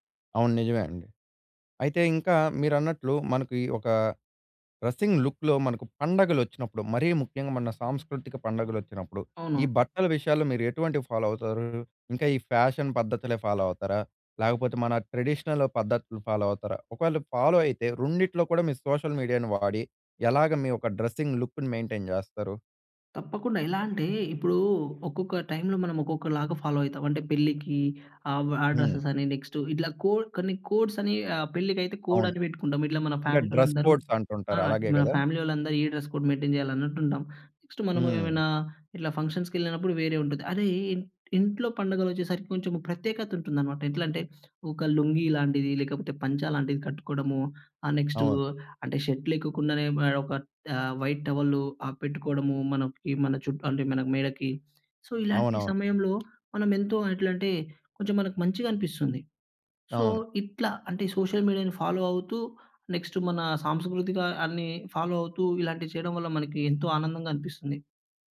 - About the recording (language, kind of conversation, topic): Telugu, podcast, సోషల్ మీడియా మీ లుక్‌పై ఎంత ప్రభావం చూపింది?
- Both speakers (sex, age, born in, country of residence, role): male, 20-24, India, India, guest; male, 20-24, India, India, host
- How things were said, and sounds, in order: in English: "డ్రెసింగ్ లుక్‌లో"; in English: "ఫాలో"; in English: "ఫ్యాషన్"; in English: "ఫాలో"; in English: "ట్రెడిషనల్"; in English: "ఫాలో"; in English: "ఫాలో"; in English: "సోషల్ మీడియాను"; in English: "డ్రెస్సింగ్ లుక్‌ని మెయింటైన్"; tapping; in English: "ఫాలో"; in English: "డ్రెసే‌స్"; in English: "నెక్స్ట్"; in English: "కోడ్"; in English: "కోడ్స్"; in English: "కోడ్"; in English: "డ్రస్ కోడ్స్"; in English: "ఫ్యామిలీ"; other background noise; in English: "ఫ్యామిలీ"; in English: "డ్రెస్ కోడ్ మెయింటైన్"; in English: "నెక్స్ట్"; in English: "షర్ట్"; in English: "వైట్"; in English: "సో"; in English: "సో"; in English: "సోషల్ మీడియాను ఫాలో"; in English: "నెక్స్ట్"; in English: "ఫాలో"